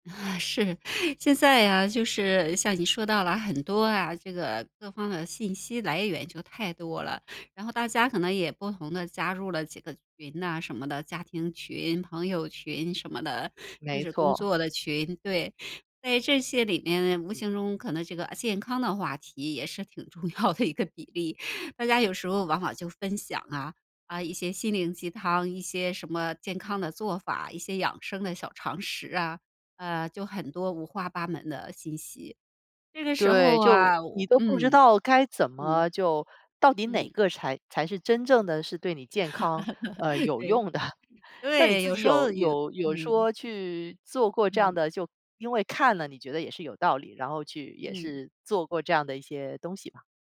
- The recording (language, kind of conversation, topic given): Chinese, podcast, 你怎样才能避免很快放弃健康的新习惯？
- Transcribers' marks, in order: chuckle; laughing while speaking: "是"; other background noise; laughing while speaking: "重要的"; chuckle; laughing while speaking: "的"